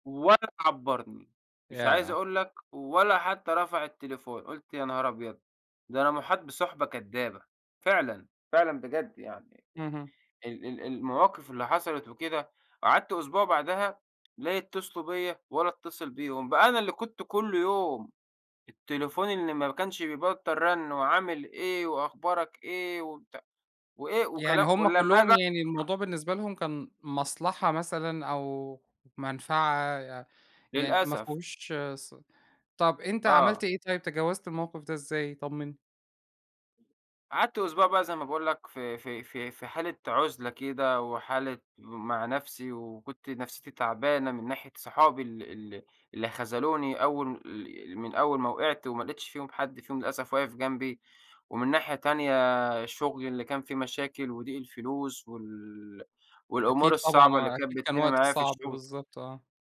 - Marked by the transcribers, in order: tapping; unintelligible speech
- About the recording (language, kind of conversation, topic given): Arabic, podcast, إيه اللي بيخلي الناس تحس بالوحدة رغم إن حواليها صحبة؟